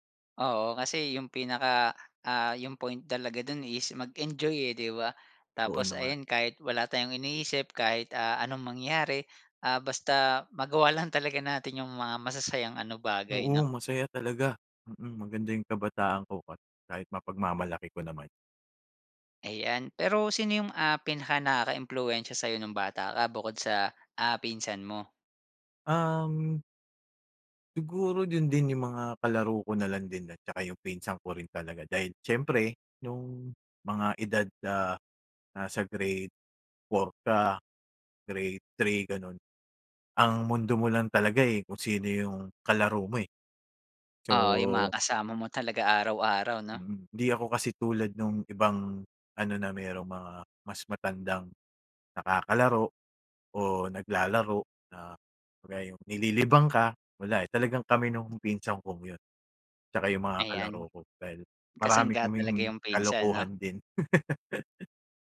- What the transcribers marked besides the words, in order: other background noise; tapping; laugh
- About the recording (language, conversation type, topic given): Filipino, podcast, Ano ang paborito mong alaala noong bata ka pa?